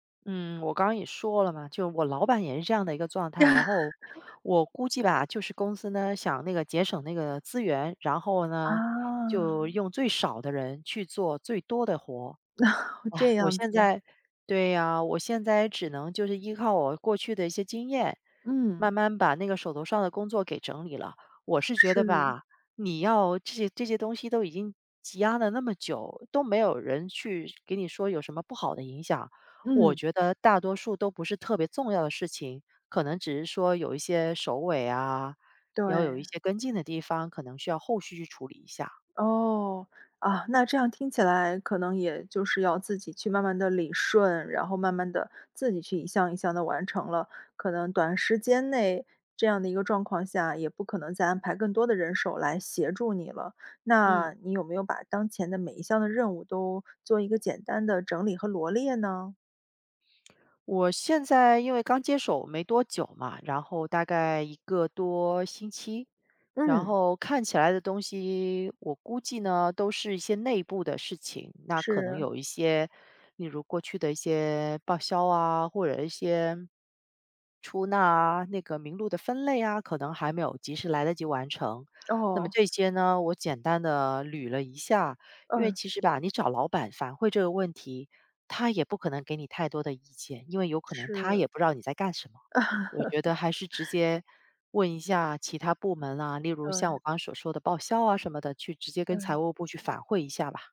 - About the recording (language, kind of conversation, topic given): Chinese, advice, 同时处理太多任务导致效率低下时，我该如何更好地安排和完成这些任务？
- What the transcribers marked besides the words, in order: tapping; chuckle; sigh; "手尾" said as "收尾"; "反馈" said as "反会"; chuckle; "反馈" said as "反会"